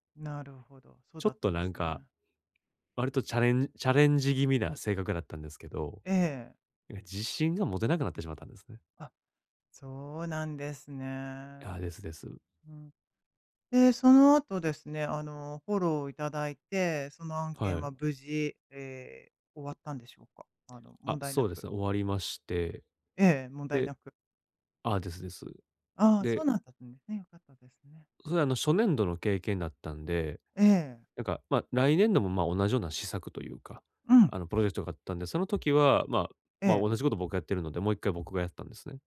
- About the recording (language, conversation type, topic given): Japanese, advice, どうすれば挫折感を乗り越えて一貫性を取り戻せますか？
- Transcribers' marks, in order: none